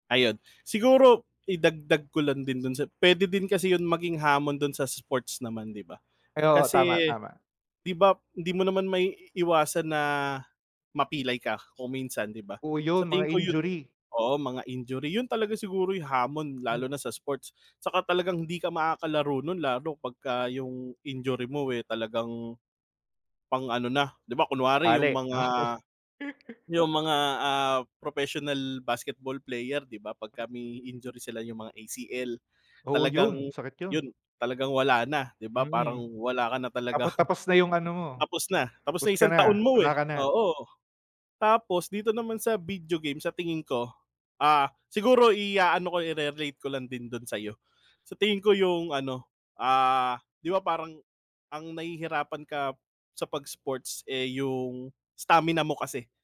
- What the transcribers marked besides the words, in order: chuckle
- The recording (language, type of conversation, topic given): Filipino, unstructured, Ano ang mas nakakaengganyo para sa iyo: paglalaro ng palakasan o mga larong bidyo?